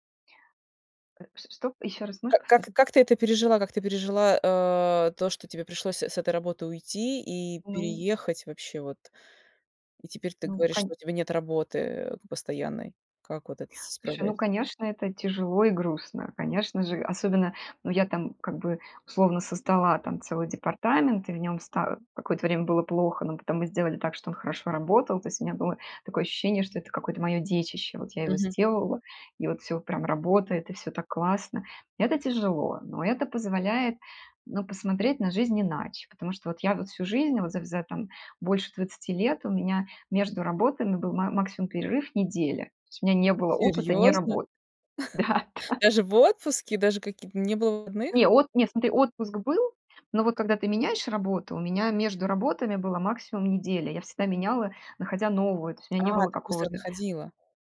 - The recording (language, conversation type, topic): Russian, podcast, Что для тебя важнее — смысл работы или деньги?
- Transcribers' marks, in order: surprised: "Серьёзно? Даже в отпуске, даже каки не было выходных?"; chuckle; tapping